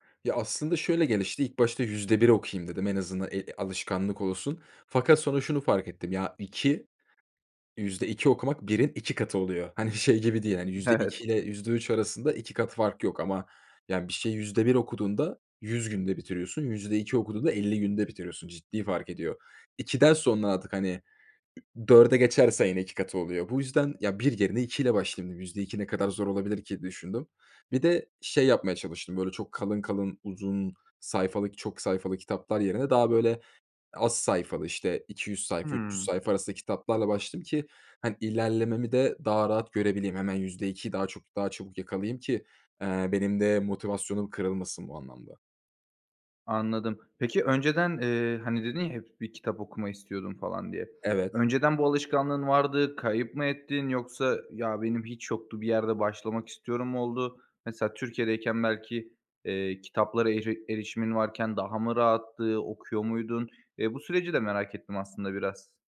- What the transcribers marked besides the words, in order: laughing while speaking: "Evet"
- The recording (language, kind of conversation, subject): Turkish, podcast, Yeni bir alışkanlık kazanırken hangi adımları izlersin?